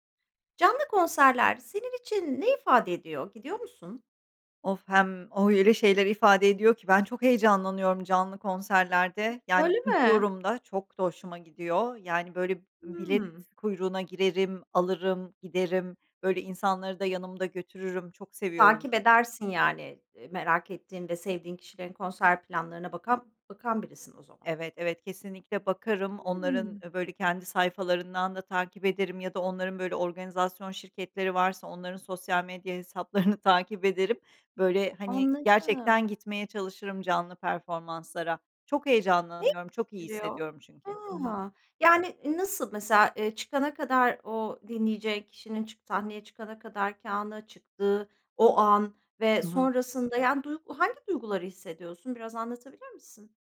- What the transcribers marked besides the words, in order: other background noise; tapping; other noise; laughing while speaking: "hesaplarını"; unintelligible speech
- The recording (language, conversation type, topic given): Turkish, podcast, Canlı konserler senin için ne ifade eder?